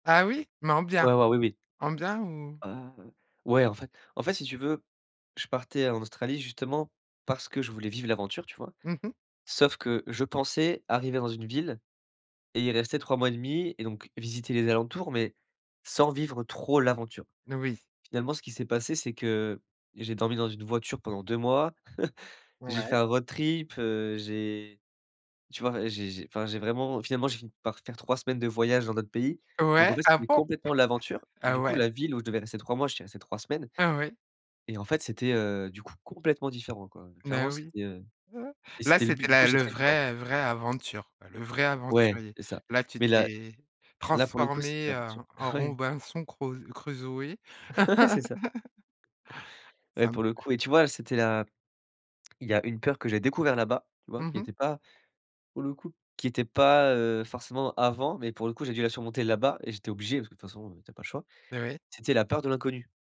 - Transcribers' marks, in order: stressed: "trop"; chuckle; chuckle; chuckle; laughing while speaking: "Ouais"; "Robinson" said as "Rombinson"; laughing while speaking: "Ouais"; laugh
- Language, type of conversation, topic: French, podcast, Quelle peur as-tu surmontée en voyage ?